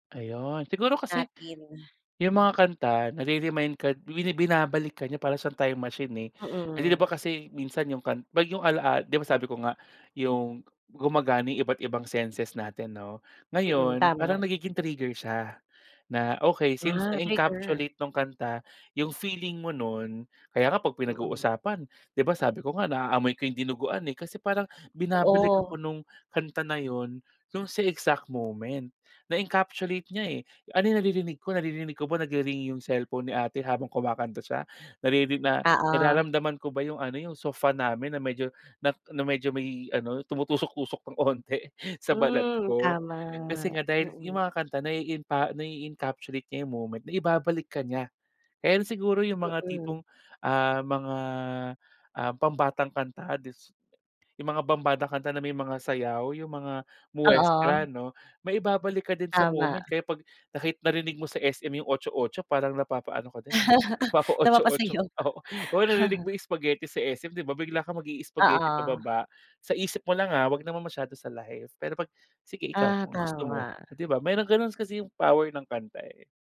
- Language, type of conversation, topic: Filipino, podcast, May kanta ba na agad nagpapabalik sa’yo ng mga alaala ng pamilya mo?
- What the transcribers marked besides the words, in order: other background noise; laughing while speaking: "pang onti"; in Spanish: "muestra"; laughing while speaking: "napapa-Otso-Otso oo"; chuckle; chuckle